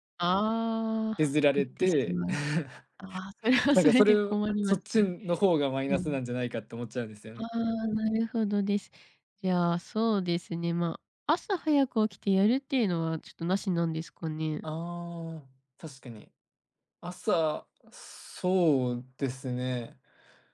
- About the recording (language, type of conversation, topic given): Japanese, advice, 生活リズムを整えたいのに続かないのはなぜですか？
- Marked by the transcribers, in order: laugh; laughing while speaking: "それはそれで"